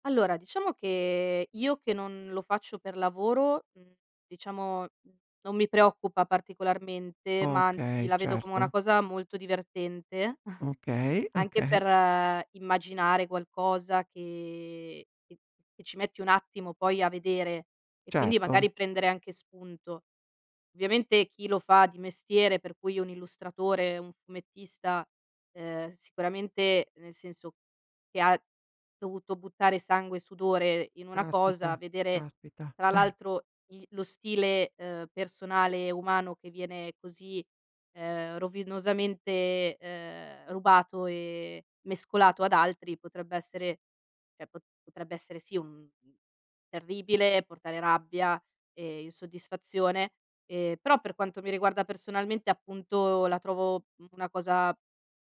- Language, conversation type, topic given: Italian, podcast, Come fai a trovare tempo per la creatività tra gli impegni quotidiani?
- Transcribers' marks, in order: laughing while speaking: "okay"; chuckle; drawn out: "che"; tapping; "Caspita" said as "craspita"; laughing while speaking: "Eh"; "rovinosamente" said as "rovisnosamente"; "cioè" said as "ceh"